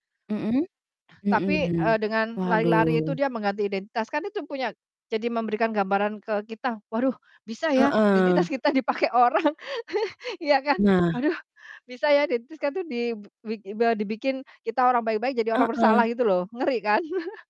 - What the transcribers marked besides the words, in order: laughing while speaking: "dipakai orang"; chuckle; chuckle
- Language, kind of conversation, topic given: Indonesian, unstructured, Apa pendapatmu tentang privasi di era digital saat ini?